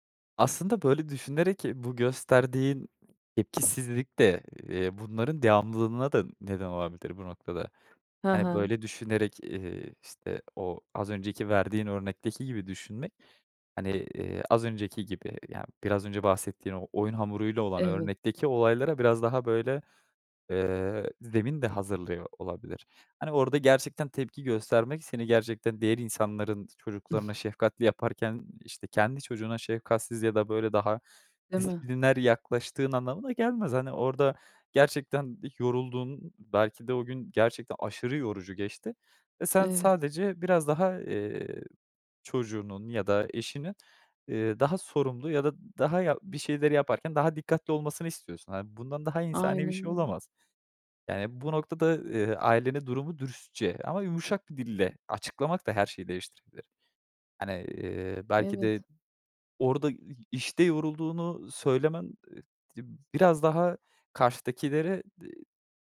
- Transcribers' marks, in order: other background noise; chuckle; other noise
- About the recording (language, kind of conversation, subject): Turkish, advice, İş veya stres nedeniyle ilişkiye yeterince vakit ayıramadığınız bir durumu anlatır mısınız?